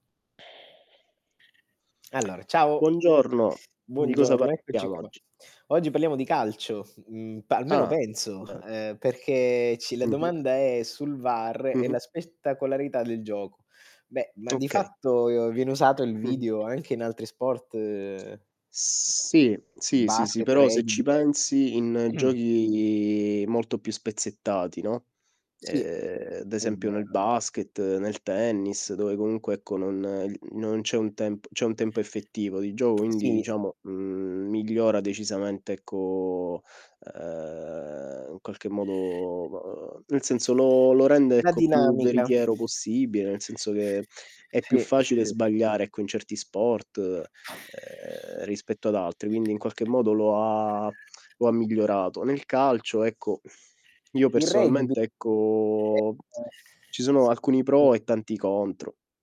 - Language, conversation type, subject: Italian, unstructured, Quali sono le conseguenze del VAR sulla spettacolarità del gioco?
- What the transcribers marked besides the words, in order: lip smack; other background noise; distorted speech; drawn out: "Sì"; drawn out: "giochi"; throat clearing; drawn out: "ehm"; lip smack; drawn out: "ehm"; drawn out: "modo"; tapping; drawn out: "ehm"; drawn out: "ha"; sigh; drawn out: "ecco"; unintelligible speech